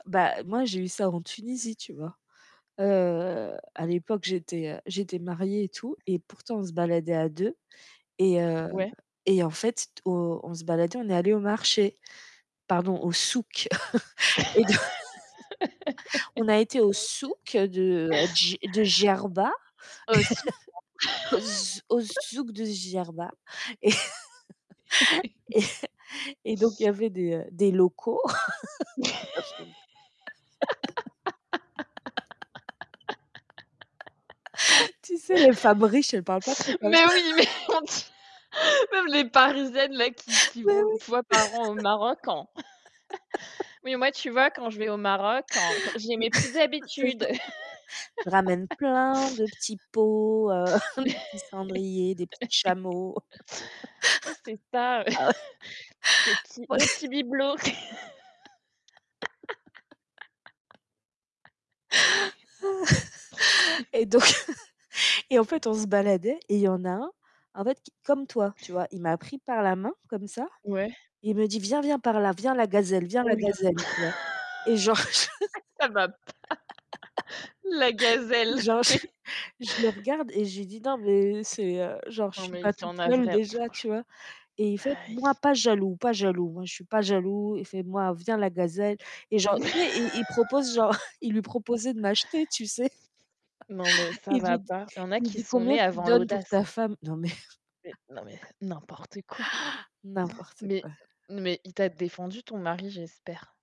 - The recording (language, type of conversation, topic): French, unstructured, Qu’est-ce qui t’énerve le plus quand tu visites une ville touristique ?
- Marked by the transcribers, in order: other background noise; tapping; laugh; background speech; chuckle; laughing while speaking: "donc"; distorted speech; chuckle; put-on voice: "souk de, heu, Dj de Gerba. Au z au zouk de Gerba"; chuckle; "Djerba" said as "Gerba"; chuckle; "Djerba" said as "Gerba"; chuckle; laugh; laughing while speaking: "Mais oui, mais, on t"; chuckle; unintelligible speech; laugh; chuckle; chuckle; put-on voice: "oui, mais moi, tu vois … mes petites habitudes"; laugh; chuckle; laughing while speaking: "C'est ça"; chuckle; laugh; chuckle; laughing while speaking: "Bon les"; chuckle; laugh; laughing while speaking: "Et donc"; laugh; put-on voice: "Viens, viens par là. Viens la gazelle, viens la gazelle"; laugh; laughing while speaking: "Ça va pas. La gazelle, mais"; laughing while speaking: "je genre je"; mechanical hum; put-on voice: "Moi, pas jaloux, pas jaloux. Moi, je suis pas jaloux"; put-on voice: "Moi, viens la gazelle"; chuckle; chuckle; chuckle; chuckle; other noise